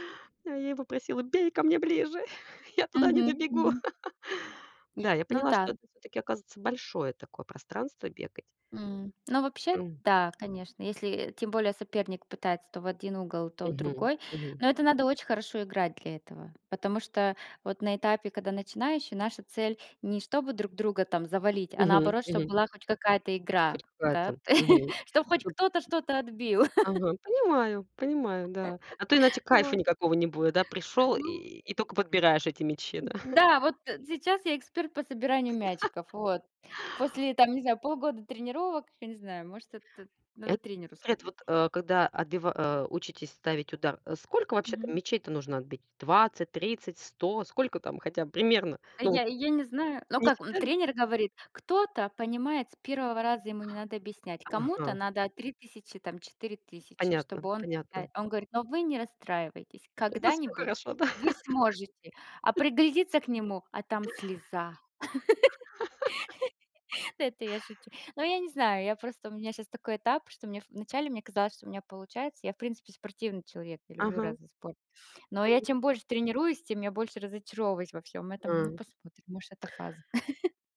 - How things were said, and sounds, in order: joyful: "Бей ко мне ближе! Я туда не добегу!"; laugh; chuckle; joyful: "чтоб хоть кто-то что-то отбил"; other background noise; laugh; joyful: "Да, вот, э, сейчас я эксперт по собиранию мячиков"; chuckle; laugh; unintelligible speech; joyful: "У вас всё хорошо, да"; laugh; laugh
- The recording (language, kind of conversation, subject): Russian, unstructured, Какой спорт тебе нравится и почему?